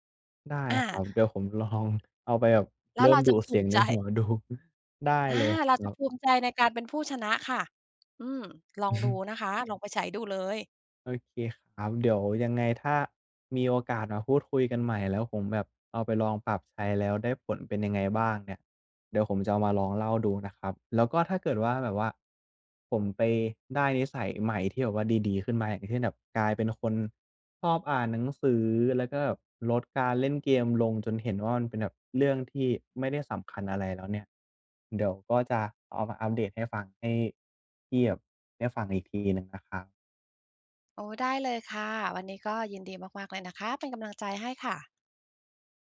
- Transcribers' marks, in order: laughing while speaking: "ลอง"; other background noise; laughing while speaking: "ดู"; chuckle
- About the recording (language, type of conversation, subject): Thai, advice, ฉันจะหยุดทำพฤติกรรมเดิมที่ไม่ดีต่อฉันได้อย่างไร?